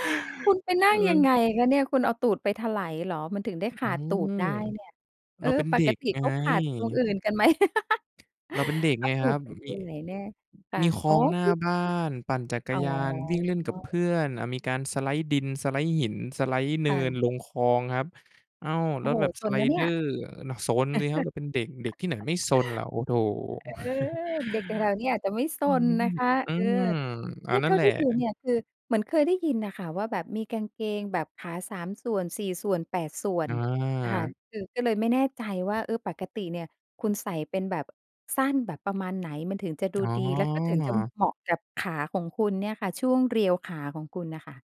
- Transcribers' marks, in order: tapping; laugh; in English: "สไลด์"; in English: "สไลด์"; in English: "สไลด์"; other background noise; other noise; chuckle; chuckle
- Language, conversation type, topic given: Thai, podcast, มีเคล็ดลับแต่งตัวยังไงให้ดูแพงแบบประหยัดไหม?